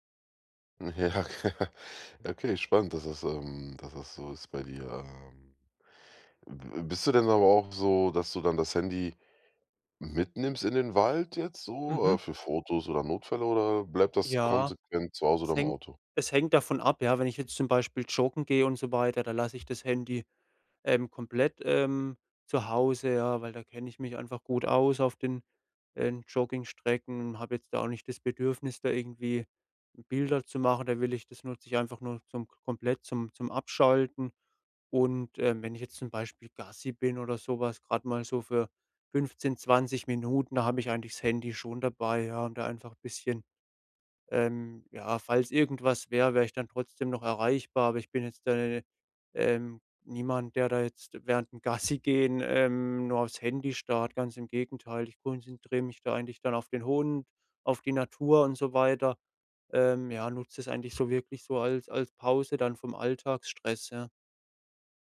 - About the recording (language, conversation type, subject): German, podcast, Wie hilft dir die Natur beim Abschalten vom digitalen Alltag?
- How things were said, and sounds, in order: laughing while speaking: "Ja"; giggle; unintelligible speech; laughing while speaking: "Gassigehen"